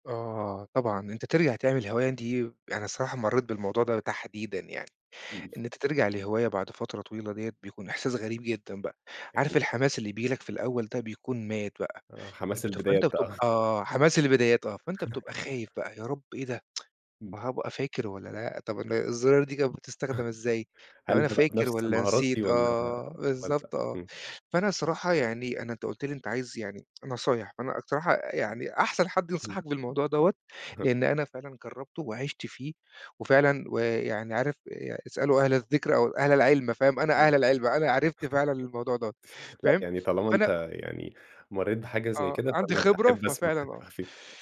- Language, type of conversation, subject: Arabic, podcast, إيه نصيحتك لحد رجع لهواية تاني بعد فترة غياب؟
- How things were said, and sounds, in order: tapping; other noise; unintelligible speech; chuckle; other background noise; tsk; chuckle; unintelligible speech; chuckle; unintelligible speech